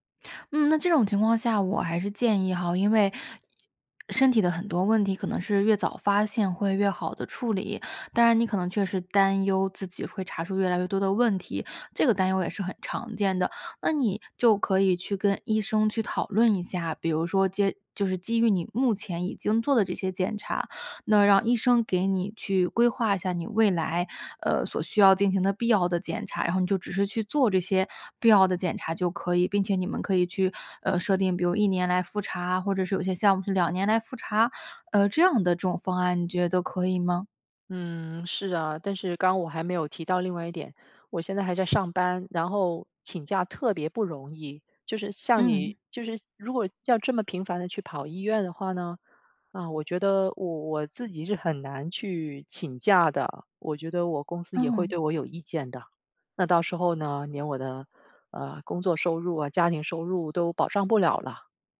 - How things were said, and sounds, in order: other background noise
- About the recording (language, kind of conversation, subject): Chinese, advice, 当你把身体症状放大时，为什么会产生健康焦虑？